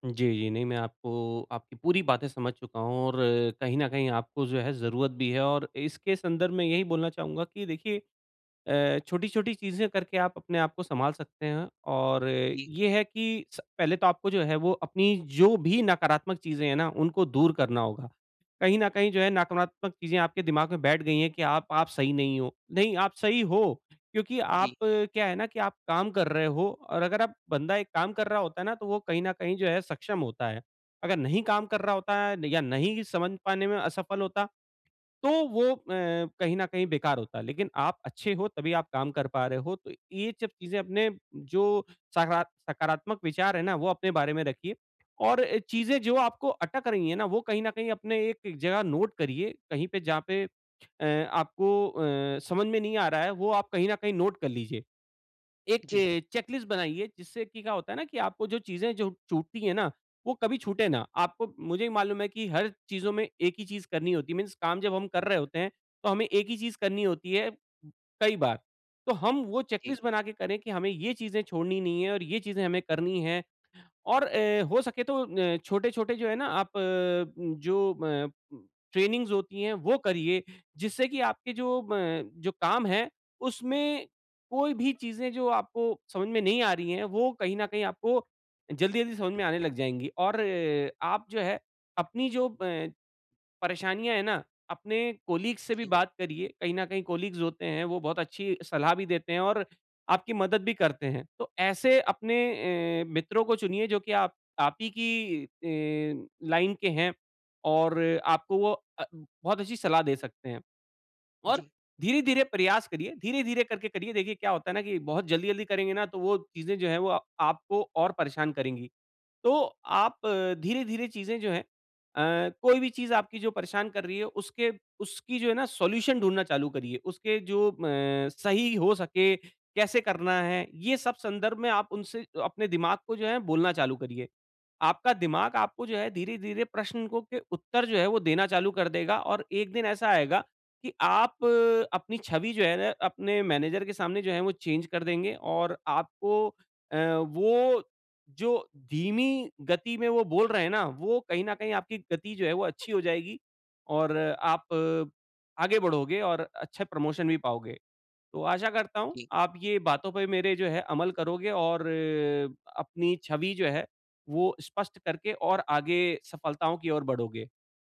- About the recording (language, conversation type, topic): Hindi, advice, जब प्रगति धीमी हो या दिखाई न दे और निराशा हो, तो मैं क्या करूँ?
- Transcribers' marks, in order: in English: "नोट"; in English: "नोट"; in English: "चेकलिस्ट"; in English: "मीन्स"; in English: "चेक लिस्ट"; in English: "ट्रेनिंगस"; in English: "कलीग्स"; in English: "कलीग्स"; in English: "लाइन"; in English: "सॉल्यूशन"; in English: "मैनेजर"; in English: "चेंज"; in English: "प्रमोशन"